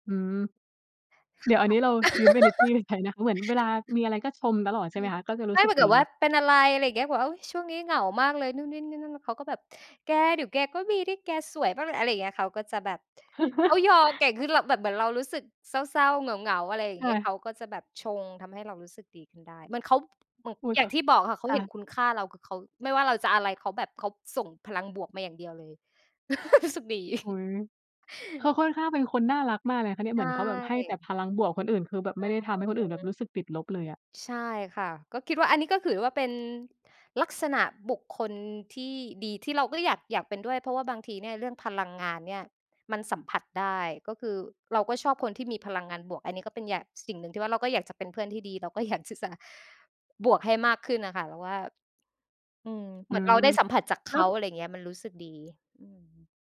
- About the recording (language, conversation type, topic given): Thai, unstructured, เพื่อนที่ดีที่สุดของคุณเป็นคนแบบไหน?
- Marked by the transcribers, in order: laugh; other background noise; chuckle; giggle; joyful: "รู้สึกดี"; chuckle; "ถือ" said as "ขึย"; laughing while speaking: "อย่างที่จะ"